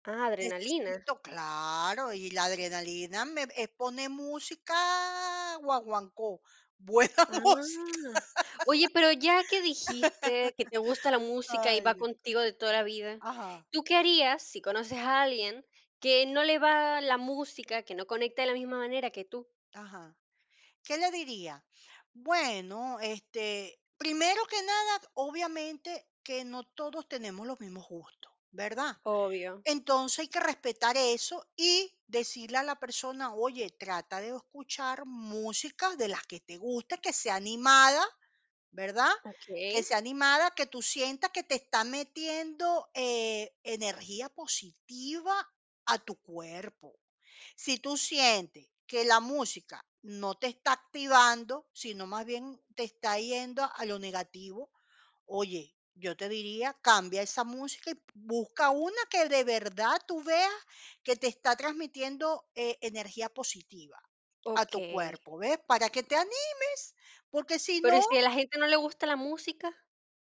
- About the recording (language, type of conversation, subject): Spanish, podcast, ¿Qué escuchas cuando necesitas animarte?
- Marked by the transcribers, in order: other background noise; drawn out: "música"; laughing while speaking: "Buena música"; laugh